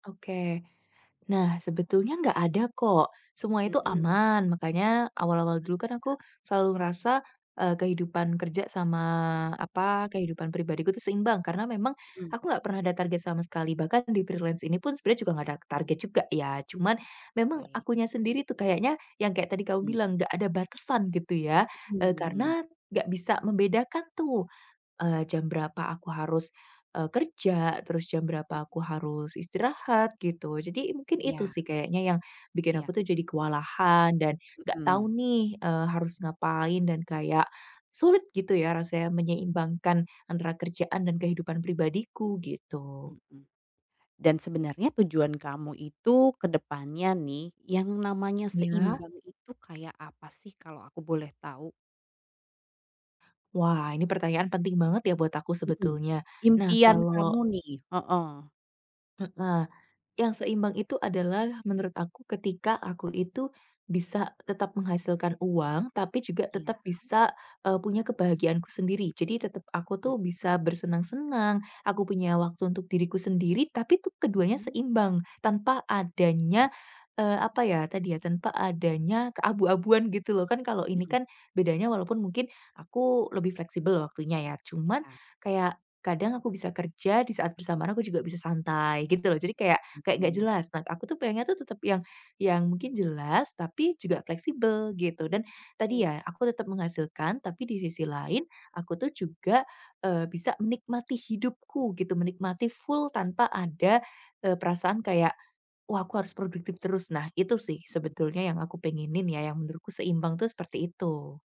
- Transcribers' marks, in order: in English: "freelance"; in English: "full"
- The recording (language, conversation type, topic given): Indonesian, advice, Bagaimana cara menyeimbangkan tuntutan startup dengan kehidupan pribadi dan keluarga?